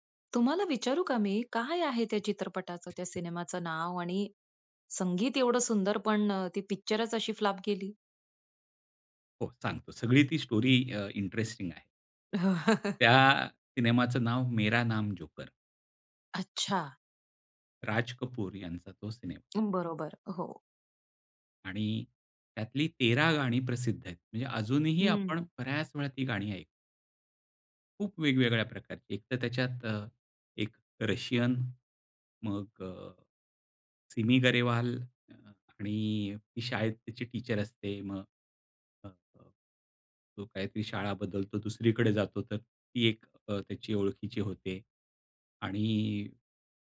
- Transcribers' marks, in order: other background noise; in English: "स्टोरी अ, इंटरेस्टिंग"; chuckle; tapping; in English: "टीचर"
- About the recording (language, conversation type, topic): Marathi, podcast, तुमच्या आयुष्यातील सर्वात आवडती संगीताची आठवण कोणती आहे?